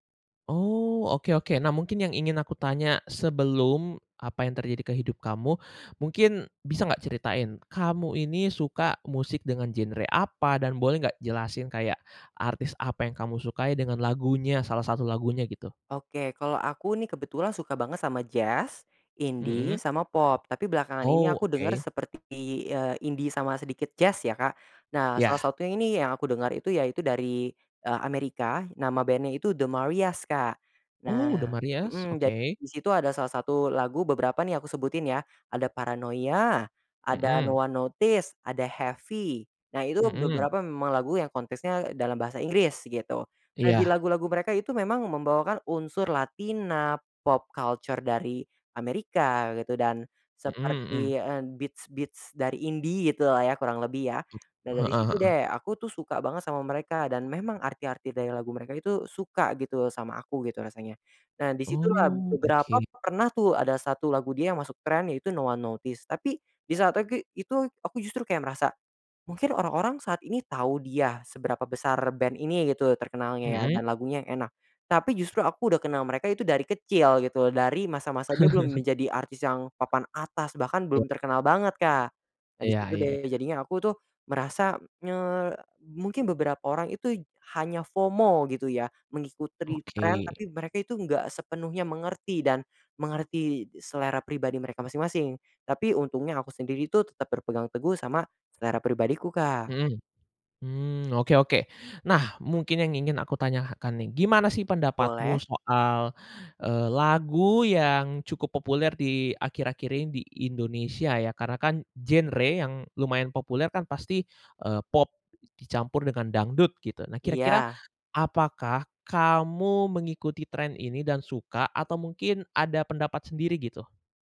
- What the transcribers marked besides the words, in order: other background noise; in English: "pop culture"; in English: "beats-beats"; chuckle; in English: "FOMO"; "mengikuti" said as "mengikutri"
- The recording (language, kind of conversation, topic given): Indonesian, podcast, Bagaimana kamu menyeimbangkan tren dengan selera pribadi?